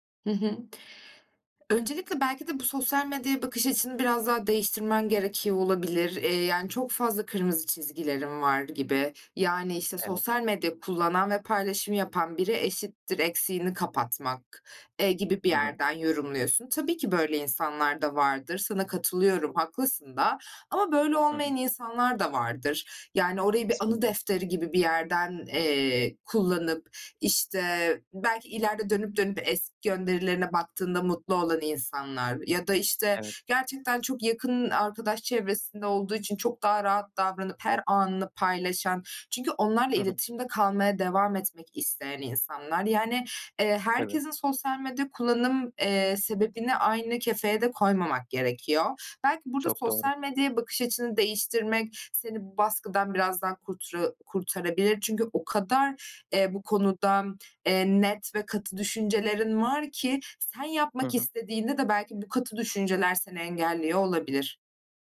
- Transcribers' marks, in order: tapping
- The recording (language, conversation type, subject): Turkish, advice, Sosyal medyada gerçek benliğinizi neden saklıyorsunuz?